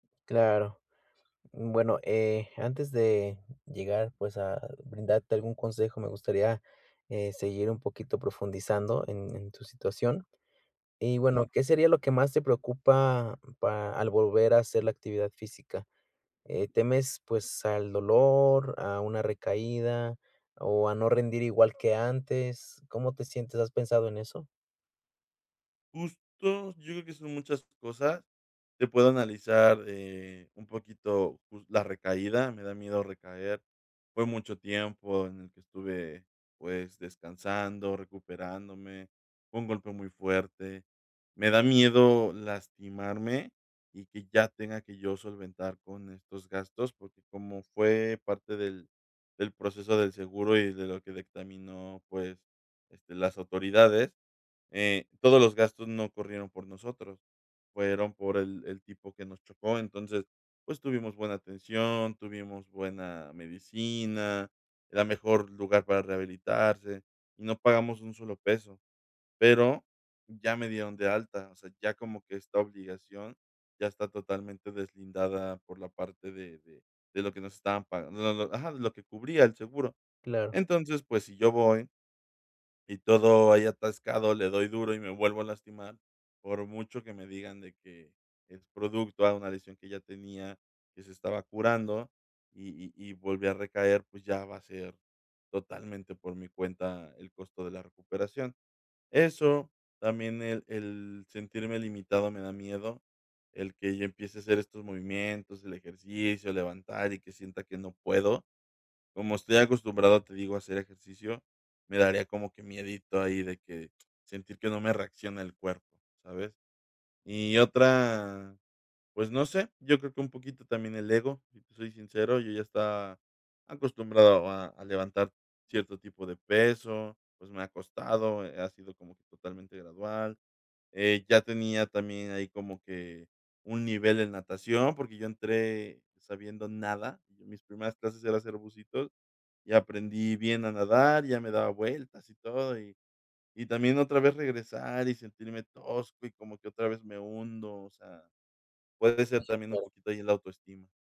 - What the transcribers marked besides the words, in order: other background noise; other noise
- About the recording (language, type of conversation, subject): Spanish, advice, ¿Cómo puedo retomar mis hábitos después de un retroceso?